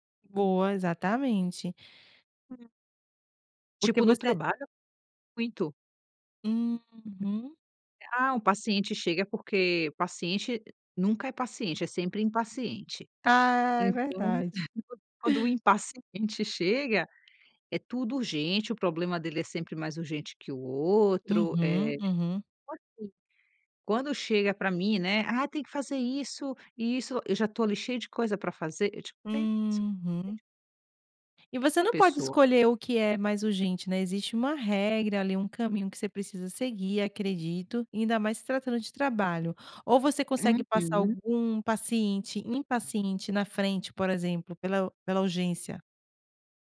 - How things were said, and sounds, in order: chuckle; unintelligible speech; unintelligible speech
- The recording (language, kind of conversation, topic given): Portuguese, podcast, Como você prioriza tarefas quando tudo parece urgente?